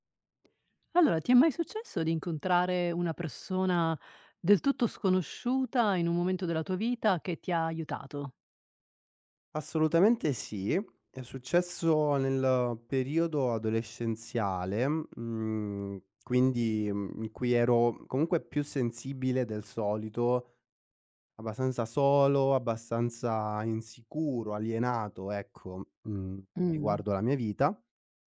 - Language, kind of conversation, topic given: Italian, podcast, In che occasione una persona sconosciuta ti ha aiutato?
- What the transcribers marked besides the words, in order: none